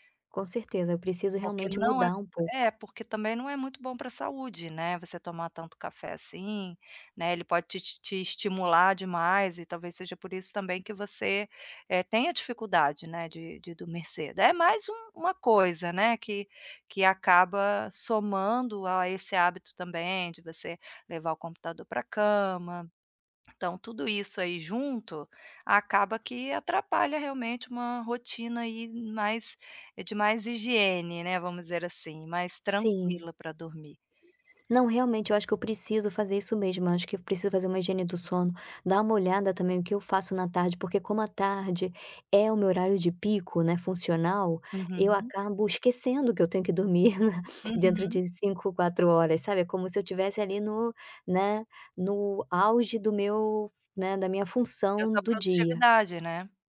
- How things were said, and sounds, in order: tapping; chuckle
- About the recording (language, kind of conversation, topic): Portuguese, advice, Como posso melhorar os meus hábitos de sono e acordar mais disposto?